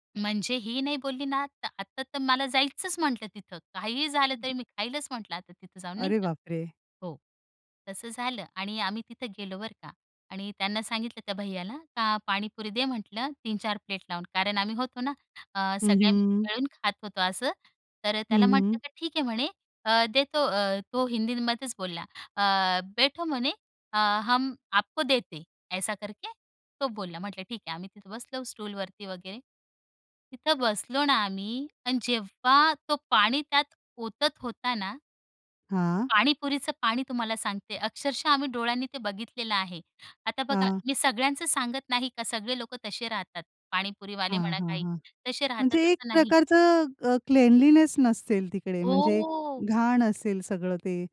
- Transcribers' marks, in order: other background noise; in English: "प्लेट"; in Hindi: "बैठो"; in Hindi: "हम आपको देते, ऐसा करके"; in English: "स्टूलवरती"; in English: "क्लेनलिनेस"; drawn out: "हो"
- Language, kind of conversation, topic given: Marathi, podcast, कुटुंबातील खाद्य परंपरा कशी बदलली आहे?